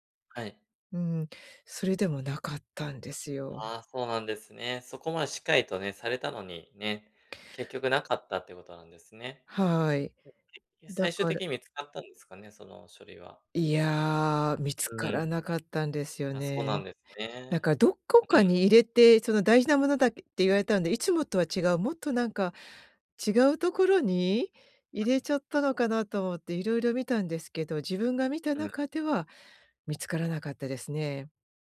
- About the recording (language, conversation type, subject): Japanese, advice, ミスを認めて関係を修復するためには、どのような手順で信頼を回復すればよいですか？
- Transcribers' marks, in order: unintelligible speech; other background noise